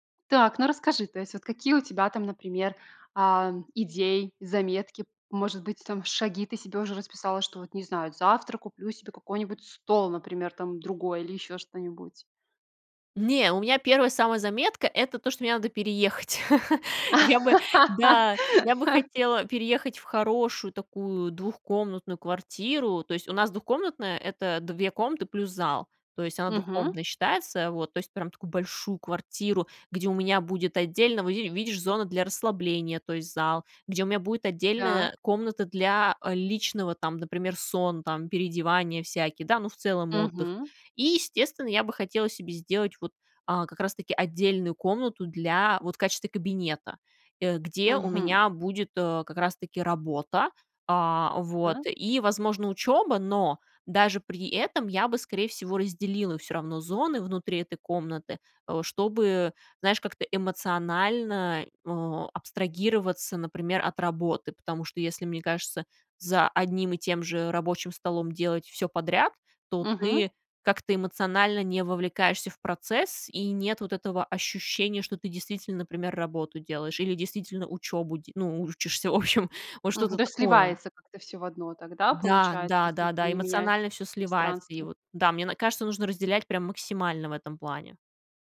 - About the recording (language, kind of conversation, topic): Russian, podcast, Как вы обустраиваете домашнее рабочее место?
- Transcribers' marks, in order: laugh; chuckle; laughing while speaking: "в общем"